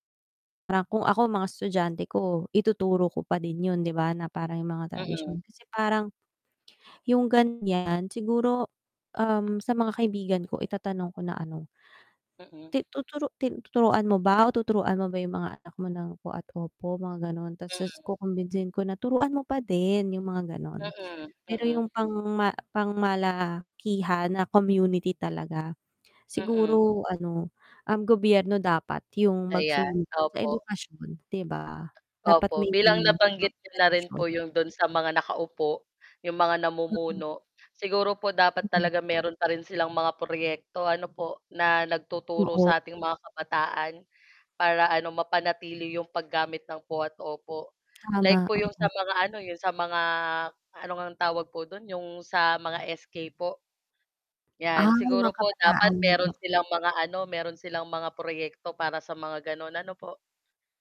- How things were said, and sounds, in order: distorted speech; tapping
- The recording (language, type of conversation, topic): Filipino, unstructured, Ano ang pinakamasakit mong napansin sa unti-unting pagkawala ng mga tradisyon?